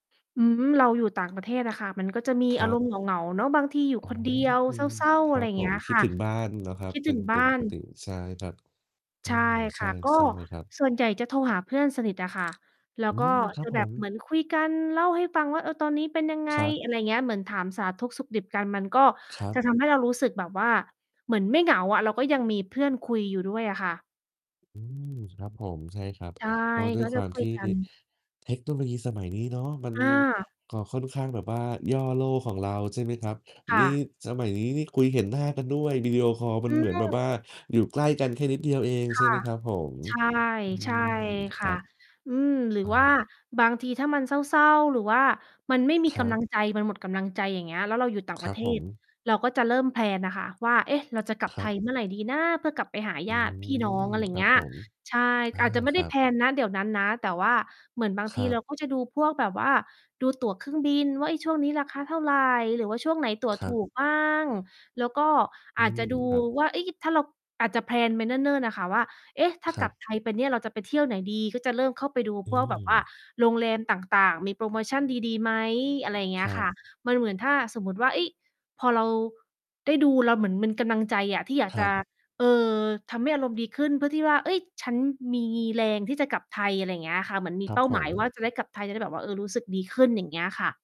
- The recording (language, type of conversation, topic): Thai, unstructured, คุณมีวิธีทำให้ตัวเองยิ้มได้อย่างไรในวันที่รู้สึกเศร้า?
- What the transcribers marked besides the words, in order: mechanical hum; other background noise; distorted speech; tapping; in English: "แพลน"; in English: "แพลน"; in English: "แพลน"